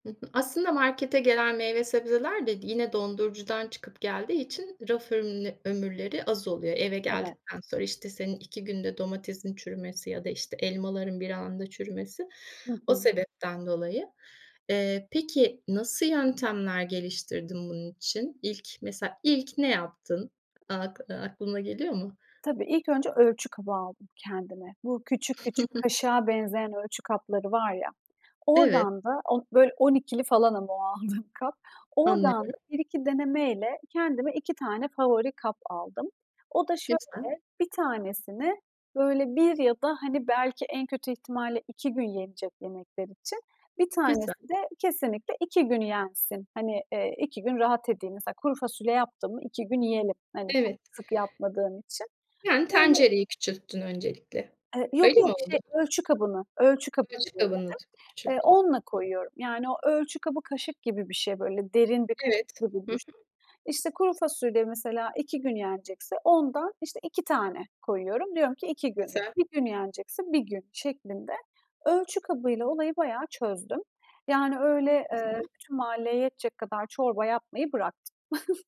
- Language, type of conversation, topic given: Turkish, podcast, Gıda israfını azaltmak için evde neler yapıyorsun?
- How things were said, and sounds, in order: other background noise; chuckle; laughing while speaking: "aldığım"; tapping; chuckle